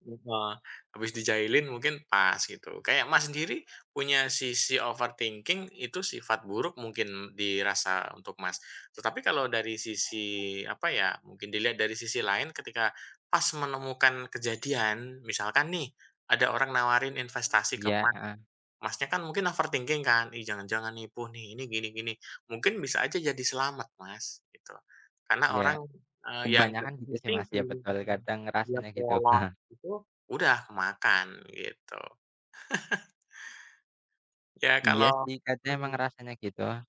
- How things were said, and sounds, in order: in English: "overthinking"; in English: "overthinking"; unintelligible speech; in English: "overthinking"; unintelligible speech; laugh
- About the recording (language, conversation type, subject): Indonesian, unstructured, Pernahkah kamu merasa perlu menyembunyikan sisi tertentu dari dirimu, dan mengapa?